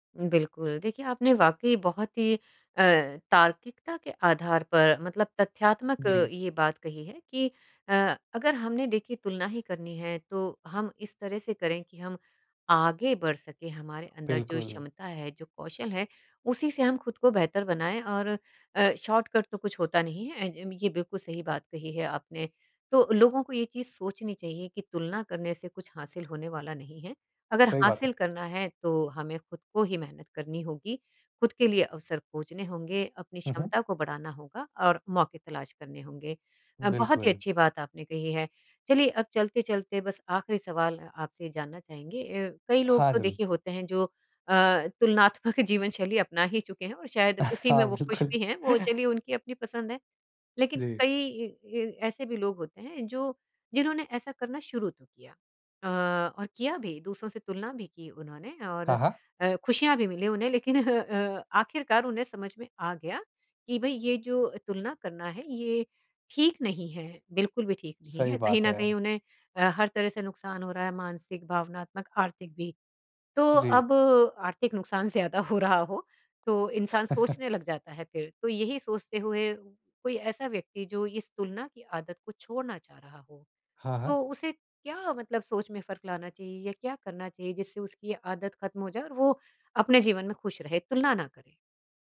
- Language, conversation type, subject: Hindi, podcast, दूसरों से तुलना करने की आदत आपने कैसे छोड़ी?
- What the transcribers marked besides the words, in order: tapping; in English: "शॉर्टकट"; laughing while speaking: "तुलनात्मक"; chuckle; laughing while speaking: "बिल्कुल"; chuckle; laughing while speaking: "लेकिन ह"; laughing while speaking: "हो रहा"; chuckle